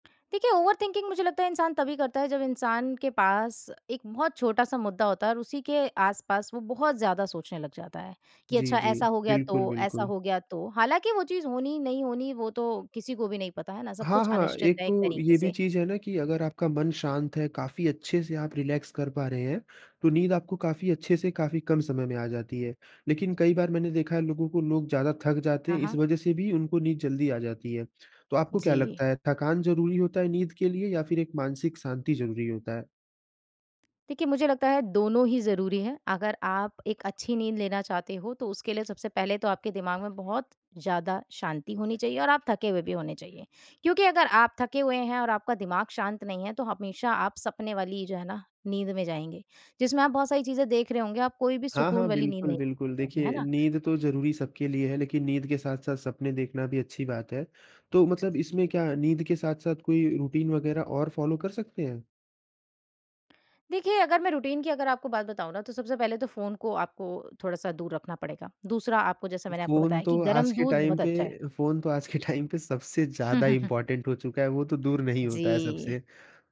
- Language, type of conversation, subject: Hindi, podcast, अच्छी नींद के लिए आप कौन-सा रूटीन अपनाते हैं?
- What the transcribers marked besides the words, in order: in English: "ओवरथिंकिंग"; in English: "रिलैक्स"; unintelligible speech; in English: "रूटीन"; in English: "फ़ॉलो"; in English: "रूटीन"; laughing while speaking: "टाइम पे"; in English: "इम्पोर्टेंट"; tapping